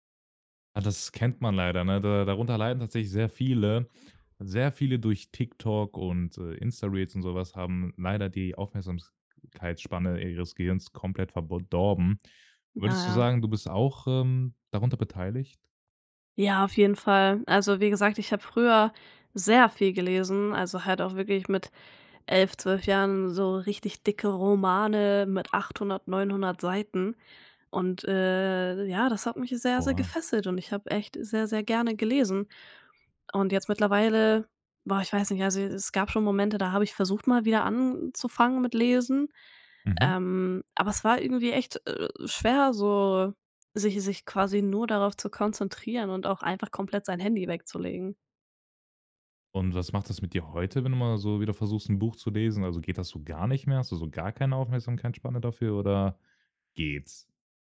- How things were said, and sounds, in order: stressed: "gar"
- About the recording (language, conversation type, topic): German, podcast, Welches Medium hilft dir besser beim Abschalten: Buch oder Serie?